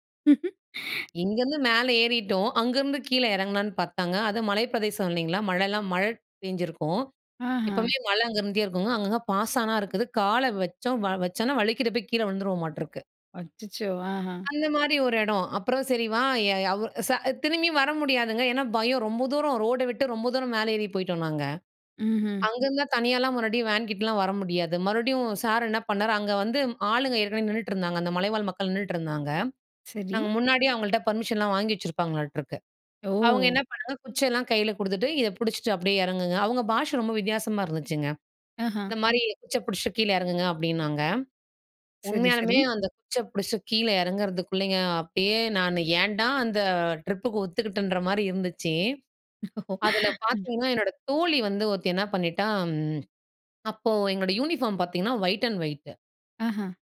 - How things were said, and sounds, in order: laugh; other background noise; in English: "பர்மிஷன்லாம்"; in English: "ட்ரிப்புக்கு"; laugh; in English: "யூனிஃபார்ம்"; in English: "ஒயிட் அண்ட் ஒயிட்"
- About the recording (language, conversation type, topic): Tamil, podcast, உங்கள் கற்றல் பயணத்தை ஒரு மகிழ்ச்சி கதையாக சுருக்கமாகச் சொல்ல முடியுமா?